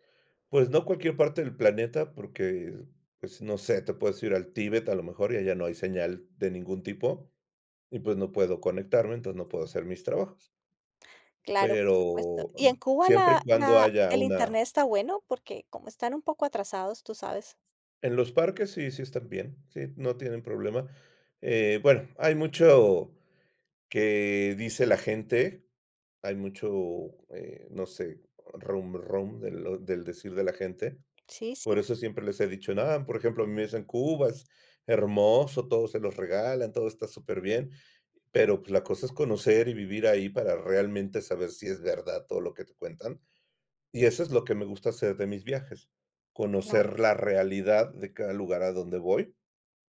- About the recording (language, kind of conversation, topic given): Spanish, podcast, ¿Qué te motiva a viajar y qué buscas en un viaje?
- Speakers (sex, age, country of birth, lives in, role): female, 55-59, Colombia, United States, host; male, 55-59, Mexico, Mexico, guest
- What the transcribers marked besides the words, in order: none